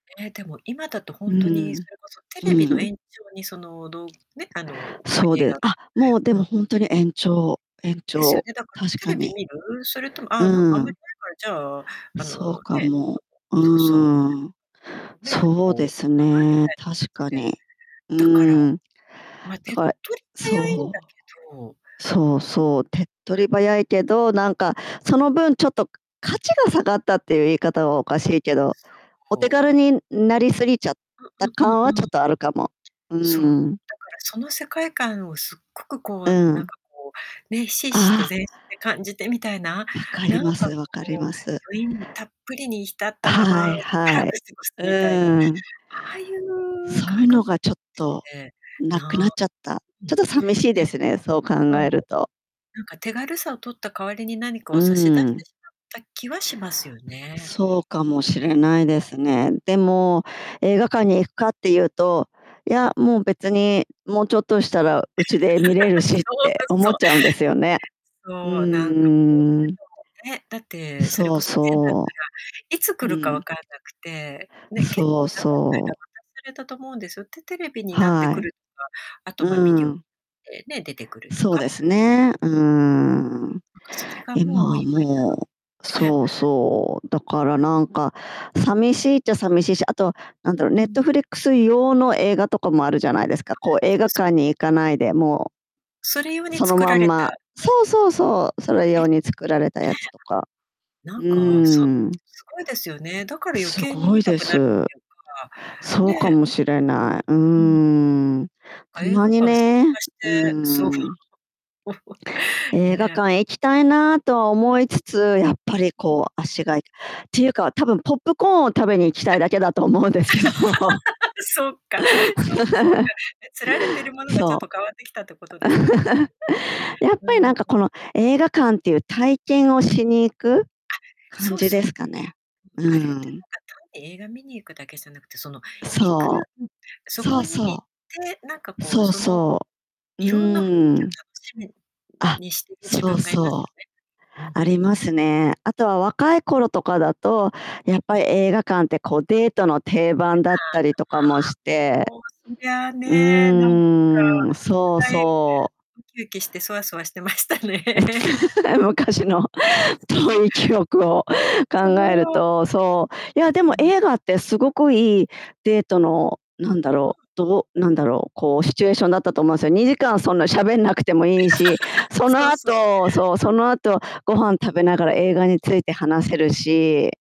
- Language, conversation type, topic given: Japanese, unstructured, 映画館で観るのと自宅で観るのでは、どちらのほうが楽しいですか？
- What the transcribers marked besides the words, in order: distorted speech; other background noise; unintelligible speech; laugh; unintelligible speech; chuckle; tapping; laugh; laughing while speaking: "思うんですけど"; laugh; laugh; unintelligible speech; drawn out: "うーん"; laughing while speaking: "してましたね"; laugh; laughing while speaking: "え、昔の遠い記憶を考えると"; laugh; unintelligible speech; laugh